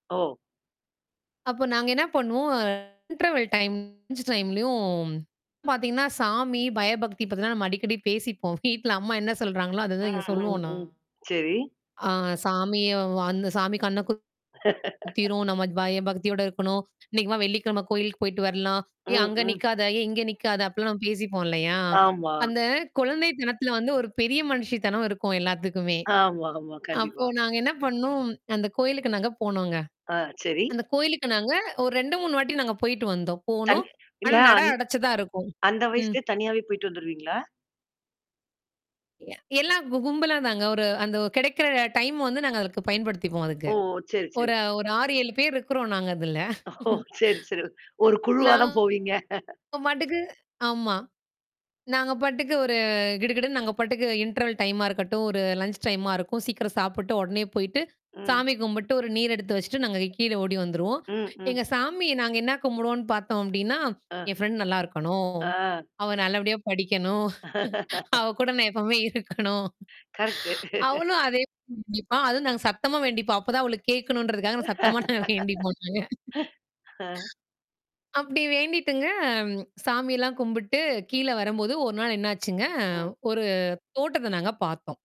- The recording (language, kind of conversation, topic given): Tamil, podcast, அந்த கால நட்புகளில் உங்களுடன் நடந்த சிரிப்பை வரவழைக்கும் சம்பவம் எது?
- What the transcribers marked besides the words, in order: distorted speech; in English: "இன்டெர்வல் டைம், லஞ்சு டைமுலயும்"; laughing while speaking: "வீட்டுல"; laugh; tapping; laughing while speaking: "ஓ, சரி, சரி. ஒரு குழுவா தான் போவீங்க"; laughing while speaking: "அதுல"; in English: "இன்டர்வல் டைமா"; in English: "லன்ச் டைமா"; joyful: "என் ஃபிரண்டு நல்லா இருக்கணும்! அவ … நாங்க வேண்டிப்போம் நாங்க"; laugh; laughing while speaking: "படிக்கணும். அவ கூட நான் எப்பவுமே இருக்கணும்"; laugh; laugh; laughing while speaking: "நான் சத்தமா நாங்க வேண்டிப்போம் நாங்க"